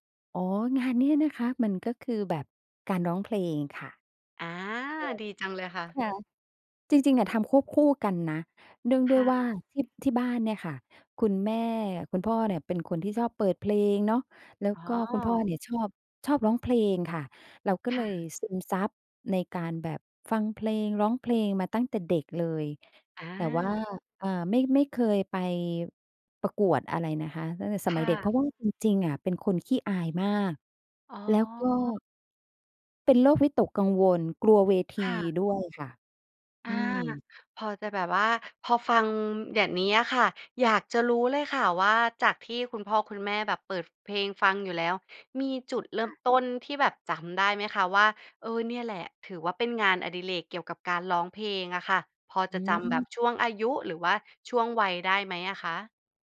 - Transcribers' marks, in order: none
- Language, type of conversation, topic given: Thai, podcast, งานอดิเรกที่คุณหลงใหลมากที่สุดคืออะไร และเล่าให้ฟังหน่อยได้ไหม?